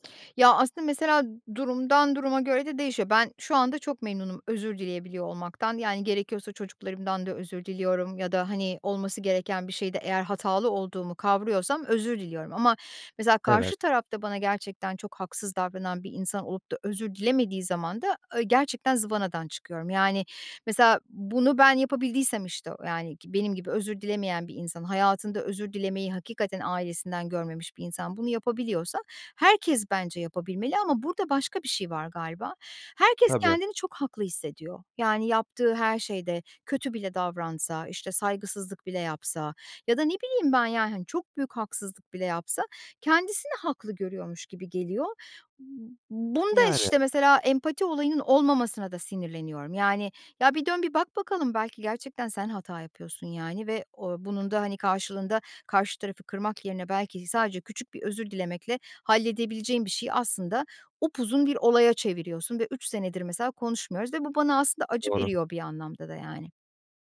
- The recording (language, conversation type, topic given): Turkish, advice, Samimi bir şekilde nasıl özür dileyebilirim?
- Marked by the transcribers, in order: other background noise; tapping